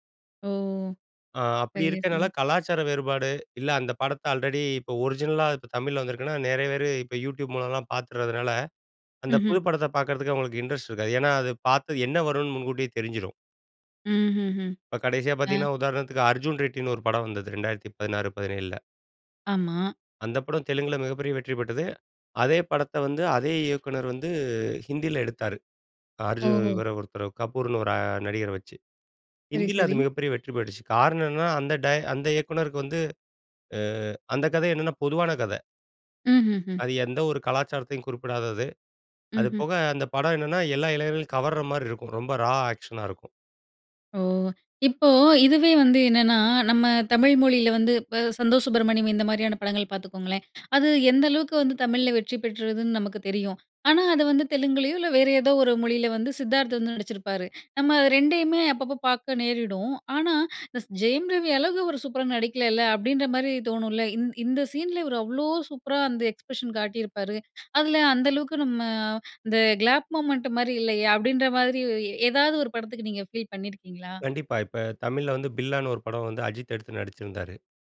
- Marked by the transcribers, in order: in English: "ஆல்ரெடி"; in English: "யூட்யூப்"; in English: "இன்ட்ரெஸ்ட்"; other background noise; drawn out: "வந்து"; horn; "பெற்றுச்சு" said as "பெட்டுச்சு"; in English: "ரா ஆக்க்ஷனா"; surprised: "அவ்ளோ சூப்பரா"; in English: "எக்ஸ்ப்ரஷன்"; in English: "கிளாப் மொமெண்ட்"
- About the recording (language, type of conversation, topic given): Tamil, podcast, புதிய மறுஉருவாக்கம் அல்லது மறுதொடக்கம் பார்ப்போதெல்லாம் உங்களுக்கு என்ன உணர்வு ஏற்படுகிறது?